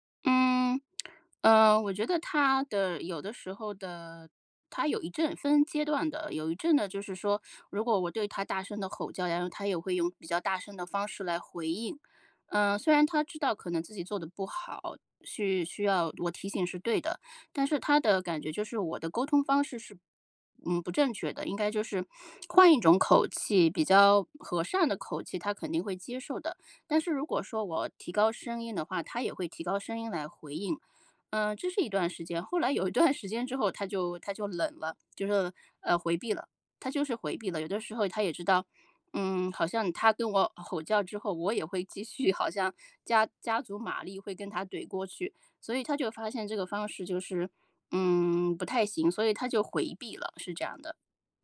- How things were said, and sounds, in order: lip smack; lip smack; laughing while speaking: "有一段"; laughing while speaking: "继续"
- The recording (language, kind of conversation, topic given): Chinese, advice, 我们该如何处理因疲劳和情绪引发的争执与隔阂？